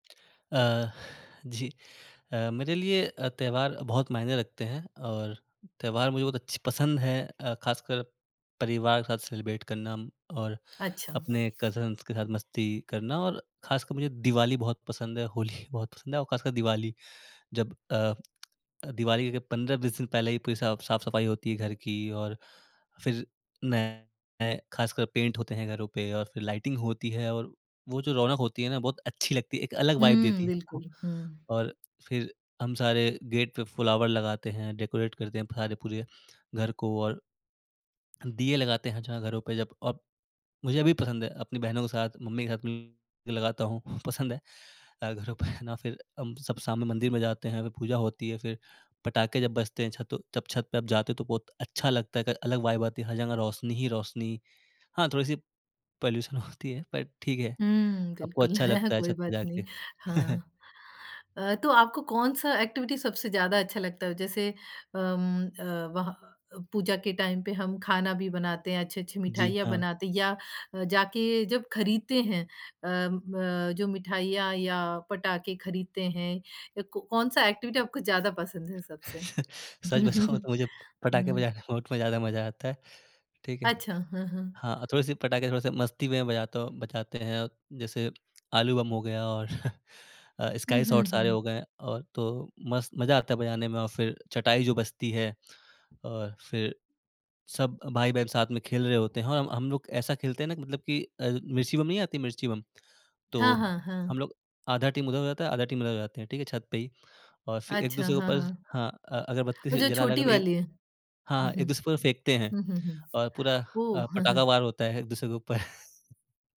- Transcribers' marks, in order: in English: "सेलिब्रेट"; in English: "कज़न्स"; tapping; in English: "लाइटिंग"; in English: "वाइब"; in English: "गेट"; in English: "फ्लावर"; in English: "डेकोरेट"; in English: "वाइब"; in English: "पॉल्यूशन"; laughing while speaking: "होती"; chuckle; in English: "एक्टिविटी"; in English: "टाइम"; in English: "एक्टिविटी"; chuckle; laughing while speaking: "सच बताऊँ"; laughing while speaking: "बजाने"; chuckle; chuckle; chuckle; in English: "टीम"; in English: "टीम"; chuckle
- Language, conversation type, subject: Hindi, podcast, त्योहारों पर आपको किस तरह की गतिविधियाँ सबसे ज़्यादा पसंद हैं?